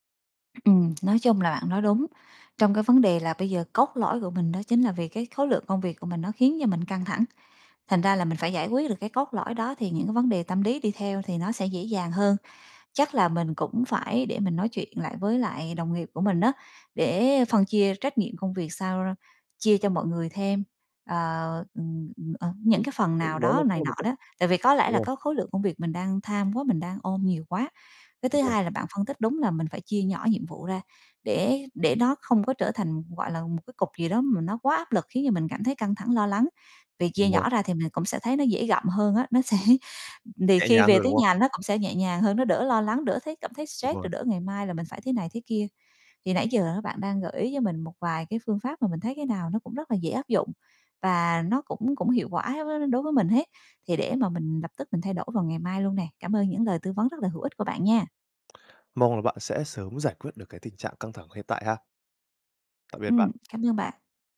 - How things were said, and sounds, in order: tapping; other background noise; unintelligible speech; laughing while speaking: "sẽ"
- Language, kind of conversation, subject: Vietnamese, advice, Vì sao căng thẳng công việc kéo dài khiến bạn khó thư giãn?